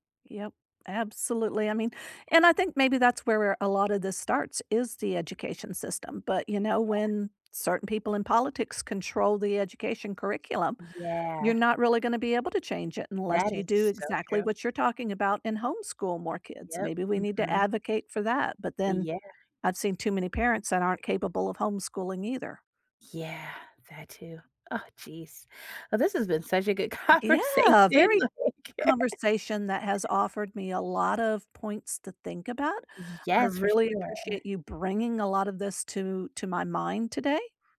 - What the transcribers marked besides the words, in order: tapping; other background noise; laughing while speaking: "conversation, like"
- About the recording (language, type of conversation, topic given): English, unstructured, How does politics affect everyday life?
- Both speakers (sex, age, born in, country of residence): female, 40-44, United States, United States; female, 55-59, United States, United States